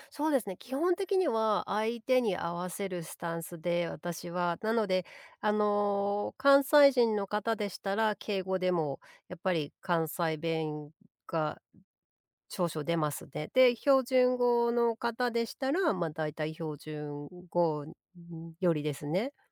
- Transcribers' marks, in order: other noise
- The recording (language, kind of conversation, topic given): Japanese, podcast, 故郷の方言や言い回しで、特に好きなものは何ですか？